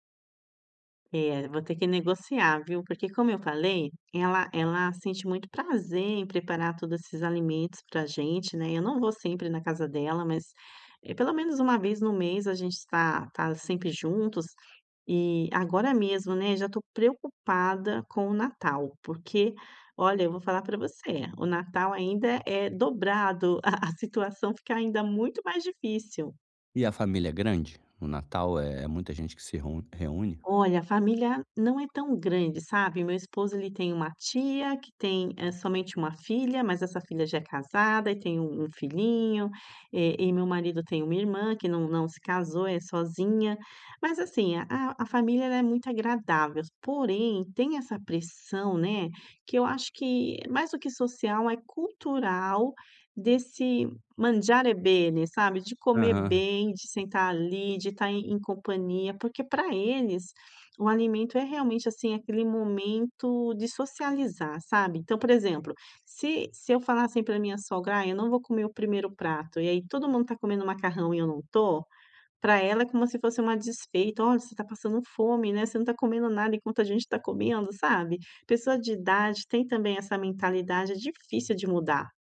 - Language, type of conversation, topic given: Portuguese, advice, Como posso lidar com a pressão social para comer mais durante refeições em grupo?
- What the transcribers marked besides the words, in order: in Italian: "mangiare bene"